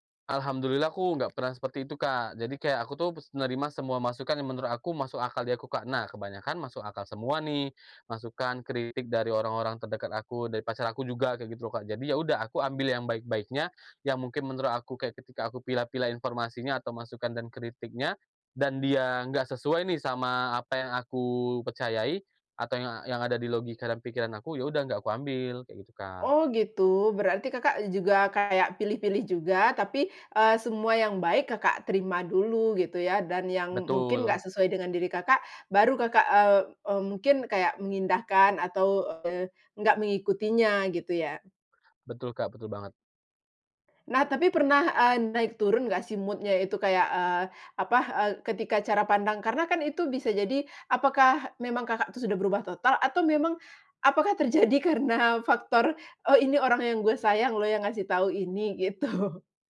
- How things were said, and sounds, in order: "menerima" said as "pesnerima"; other background noise; in English: "mood-nya"; laughing while speaking: "Gitu"
- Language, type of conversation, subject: Indonesian, podcast, Siapa orang yang paling mengubah cara pandangmu, dan bagaimana prosesnya?
- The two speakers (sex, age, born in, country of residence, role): female, 35-39, Indonesia, Indonesia, host; male, 30-34, Indonesia, Indonesia, guest